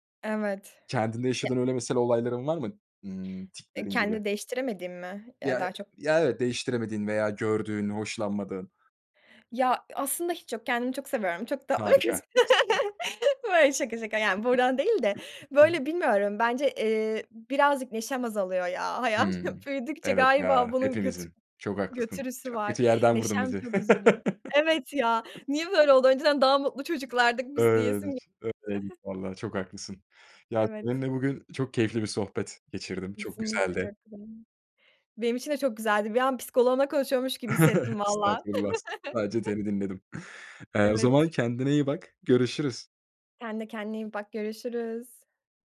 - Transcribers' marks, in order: other background noise; laughing while speaking: "tatlı bir kızım"; other noise; chuckle; unintelligible speech; chuckle; unintelligible speech; chuckle; chuckle
- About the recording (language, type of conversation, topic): Turkish, podcast, Destek verirken tükenmemek için ne yaparsın?